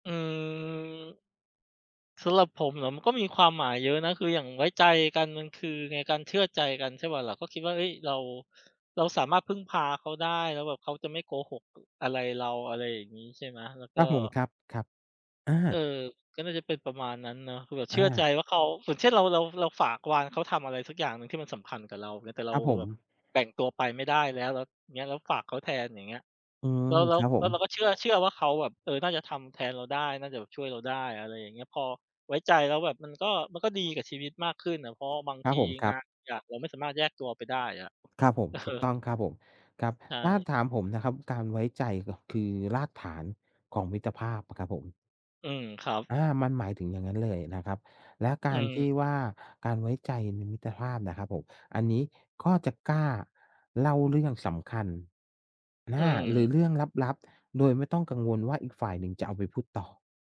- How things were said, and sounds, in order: laughing while speaking: "เออ"
- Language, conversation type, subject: Thai, unstructured, คุณคิดว่าสิ่งใดสำคัญที่สุดในมิตรภาพ?